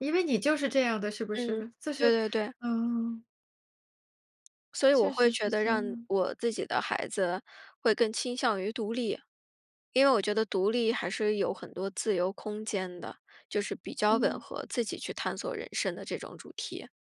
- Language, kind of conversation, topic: Chinese, podcast, 当孩子想独立走自己的路时，父母该怎么办？
- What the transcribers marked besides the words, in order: none